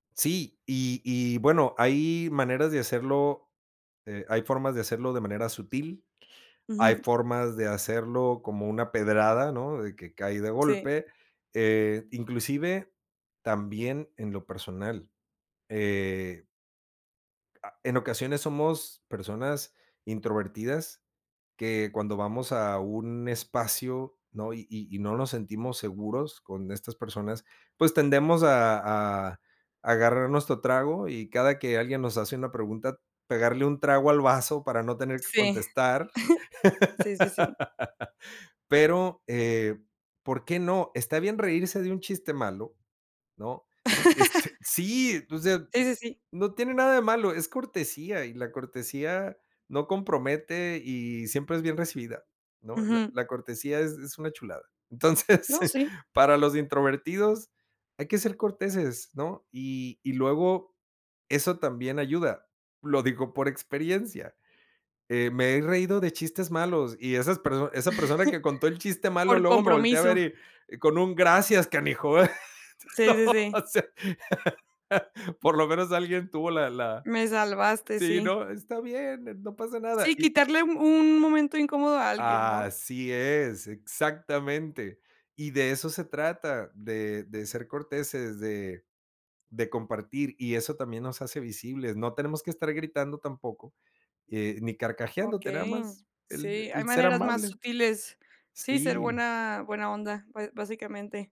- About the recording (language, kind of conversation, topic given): Spanish, podcast, ¿Por qué crees que la visibilidad es importante?
- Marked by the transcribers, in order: chuckle; laugh; laugh; laughing while speaking: "Entonces"; chuckle; laughing while speaking: "¿no?, o sea"